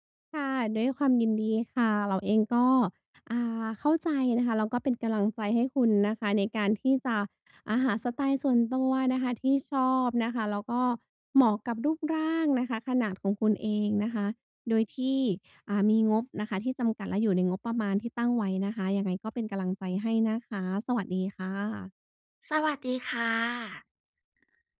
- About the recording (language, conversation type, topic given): Thai, advice, จะเริ่มหาสไตล์ส่วนตัวที่เหมาะกับชีวิตประจำวันและงบประมาณของคุณได้อย่างไร?
- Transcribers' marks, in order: "กําลังใจ" said as "กะลังใจ"; "กําลังใจ" said as "กะลังใจ"